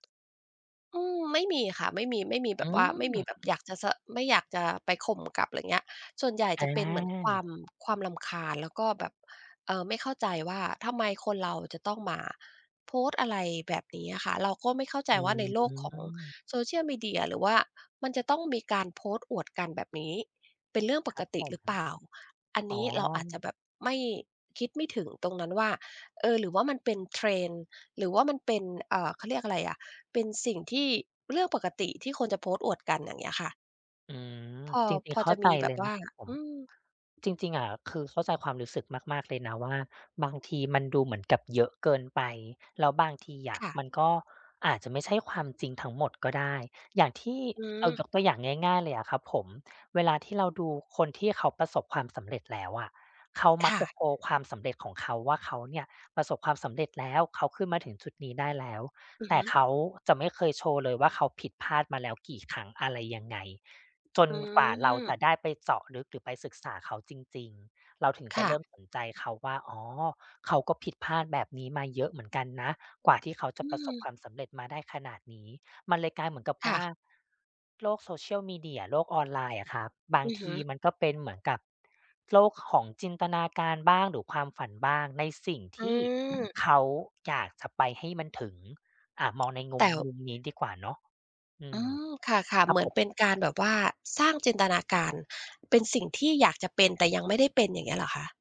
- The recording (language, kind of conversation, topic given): Thai, advice, คุณรู้สึกอย่างไรเมื่อถูกโซเชียลมีเดียกดดันให้ต้องแสดงว่าชีวิตสมบูรณ์แบบ?
- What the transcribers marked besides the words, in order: tapping; other background noise; drawn out: "อืม"